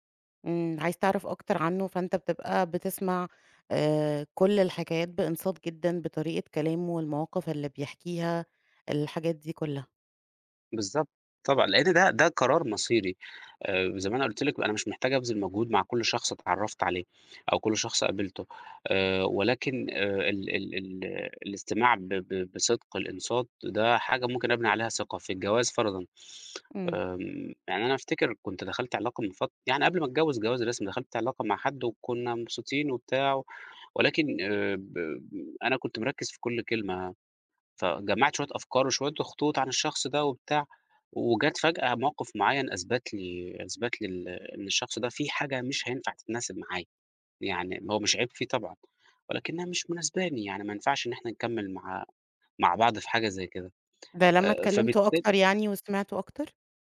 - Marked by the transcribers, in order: none
- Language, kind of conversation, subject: Arabic, podcast, إزاي بتستخدم الاستماع عشان تبني ثقة مع الناس؟